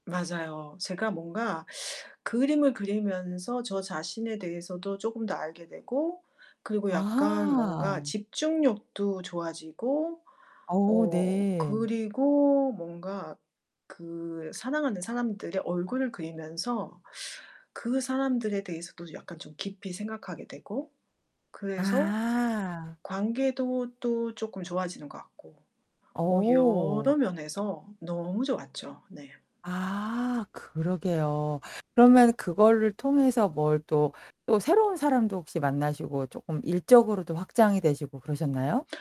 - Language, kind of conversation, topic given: Korean, podcast, 가장 시간을 잘 보냈다고 느꼈던 취미는 무엇인가요?
- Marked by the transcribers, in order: other background noise